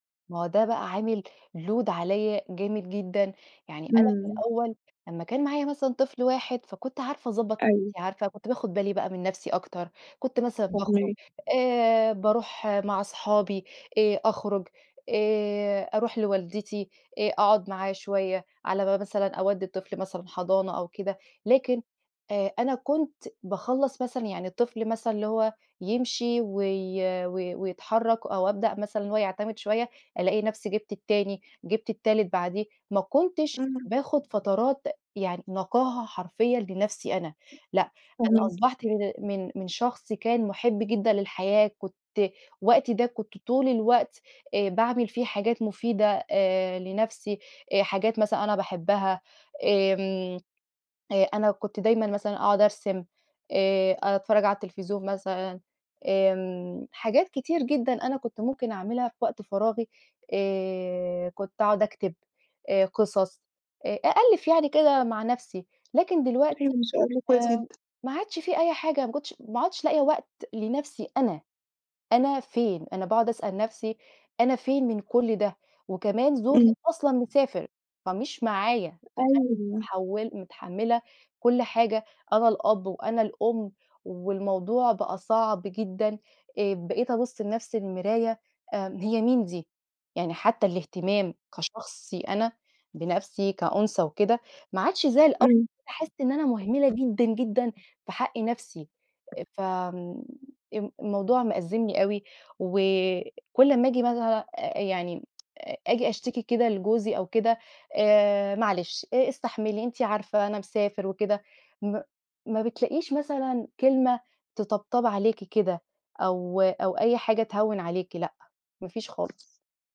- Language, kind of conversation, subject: Arabic, advice, إزاي أوازن بين تربية الولاد وبين إني أهتم بنفسي وهواياتي من غير ما أحس إني ضايعة؟
- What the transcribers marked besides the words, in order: in English: "load"; tapping; unintelligible speech; tsk